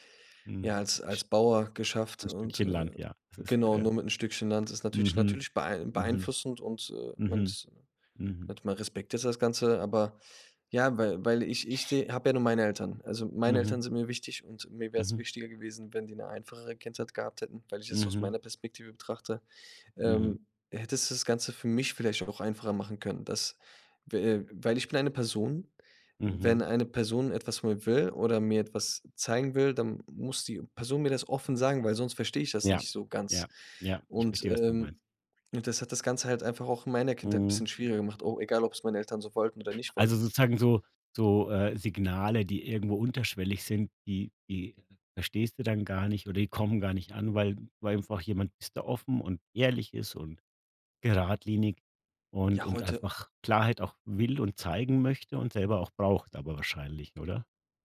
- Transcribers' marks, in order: sniff; other background noise
- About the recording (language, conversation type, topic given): German, podcast, Wie wurden bei euch zu Hause Gefühle gezeigt oder zurückgehalten?